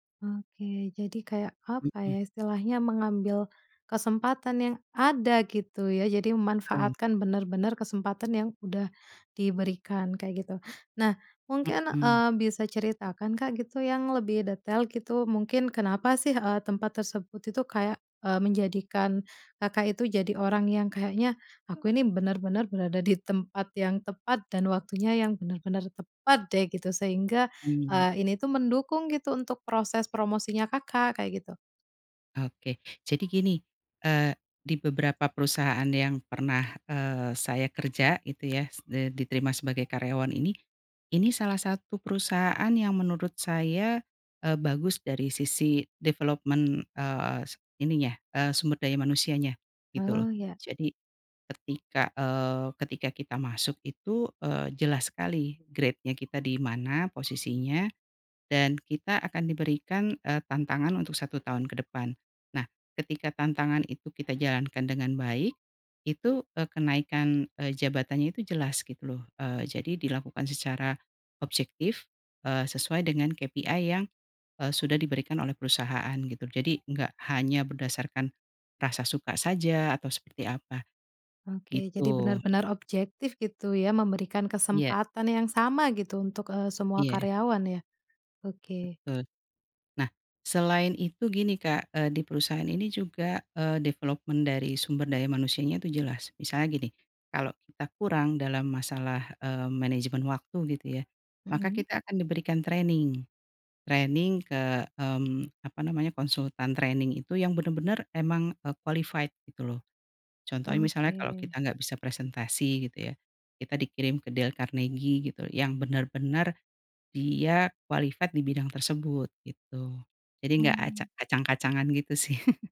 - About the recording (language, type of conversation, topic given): Indonesian, podcast, Apakah kamu pernah mendapat kesempatan karena berada di tempat yang tepat pada waktu yang tepat?
- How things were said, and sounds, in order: other background noise; tapping; alarm; in English: "development"; in English: "grade-nya"; in English: "development"; in English: "training. Training"; in English: "training"; in English: "qualified"; in English: "qualified"; laugh